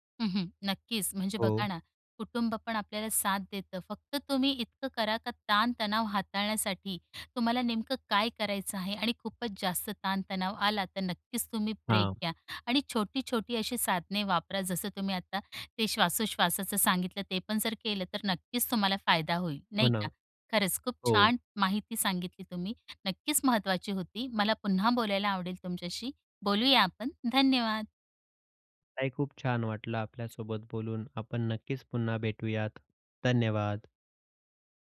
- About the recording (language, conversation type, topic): Marathi, podcast, तणाव हाताळण्यासाठी तुम्ही नेहमी काय करता?
- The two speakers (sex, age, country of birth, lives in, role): female, 35-39, India, India, host; male, 30-34, India, India, guest
- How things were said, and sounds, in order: none